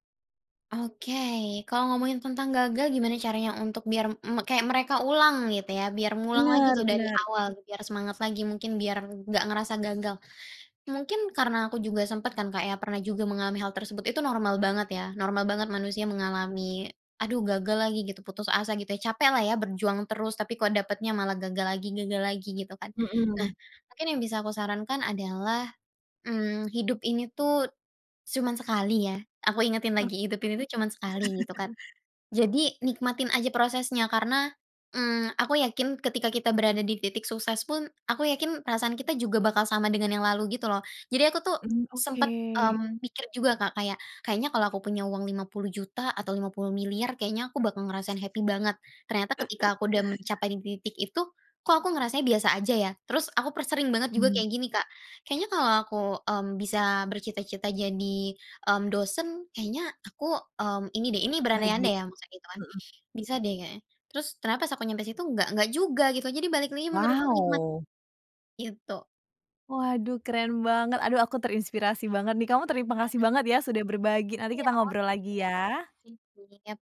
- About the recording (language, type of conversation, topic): Indonesian, podcast, Menurutmu, apa saja salah kaprah tentang sukses di masyarakat?
- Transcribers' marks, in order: other background noise; chuckle; in English: "happy"; chuckle; tapping; unintelligible speech